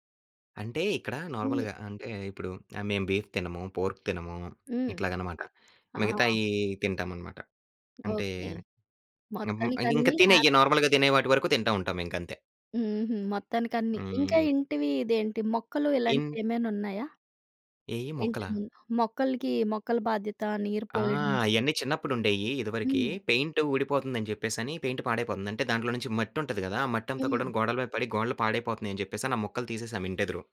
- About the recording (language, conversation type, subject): Telugu, podcast, కుటుంబంతో పనులను ఎలా పంచుకుంటావు?
- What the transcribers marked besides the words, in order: in English: "నార్మల్‌గా"; in English: "బీఫ్"; in English: "పోర్క్"; in English: "నార్మల్‌గా"; in English: "హ్యాపీ"; in English: "పెయింట్"; in English: "పెయింట్"